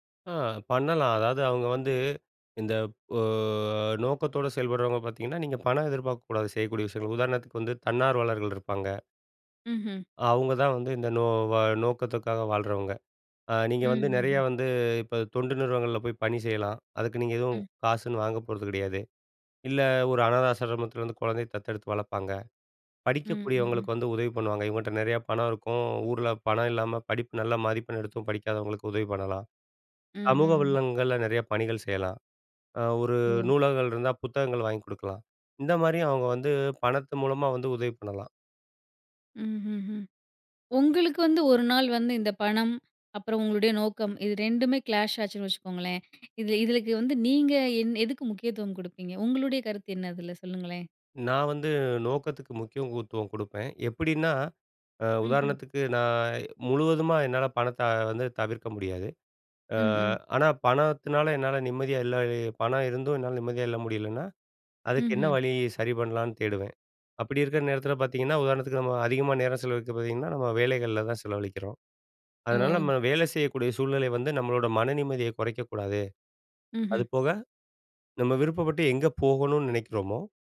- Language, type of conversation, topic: Tamil, podcast, பணம் அல்லது வாழ்க்கையின் அர்த்தம்—உங்களுக்கு எது முக்கியம்?
- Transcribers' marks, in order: drawn out: "ஓ"; other background noise; in English: "கிளாஷ்"; "இதுக்கு" said as "இதுலக்கு"; "முக்கியத்துவம்" said as "முக்கியஉகுத்துவம்"; horn; other noise